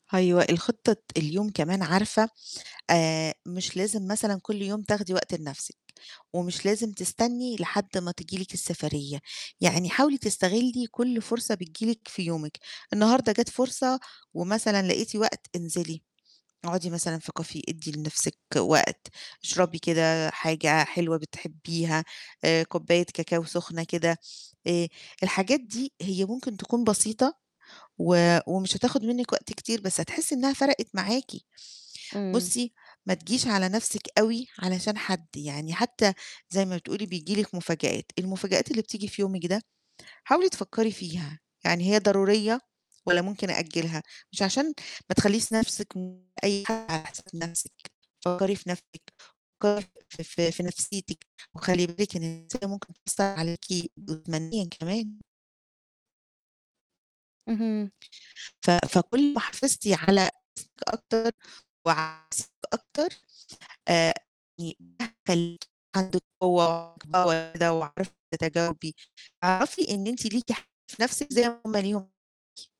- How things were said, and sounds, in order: in English: "Caffe"; tapping; distorted speech; unintelligible speech; unintelligible speech; unintelligible speech
- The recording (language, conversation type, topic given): Arabic, advice, إزاي ألاقي وقت للعناية بنفسي كل يوم؟